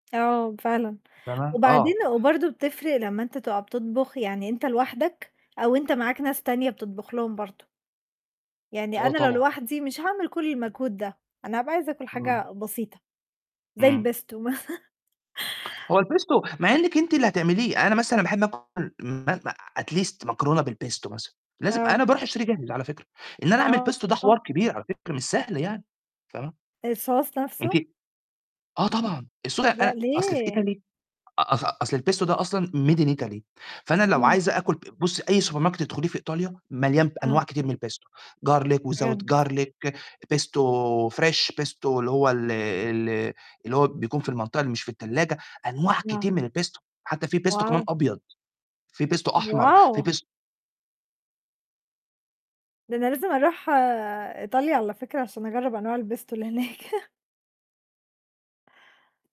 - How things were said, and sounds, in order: tapping; distorted speech; in Italian: "الpesto"; laughing while speaking: "مث"; in Italian: "الpesto"; in English: "at least"; in Italian: "بالpesto"; in Italian: "pesto"; in English: "الsauce"; in Italian: "الpesto"; in English: "made in Italy"; in English: "سوبر ماركت"; in Italian: "الpesto"; in English: "garlic without garlic"; in Italian: "pesto"; in English: "fresh"; in Italian: "pesto"; in Italian: "الpesto"; in Italian: "pesto"; in Italian: "pesto"; in Italian: "الpesto"; laughing while speaking: "هناك"
- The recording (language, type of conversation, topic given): Arabic, unstructured, إيه أكتر أكلة بتحبها وليه؟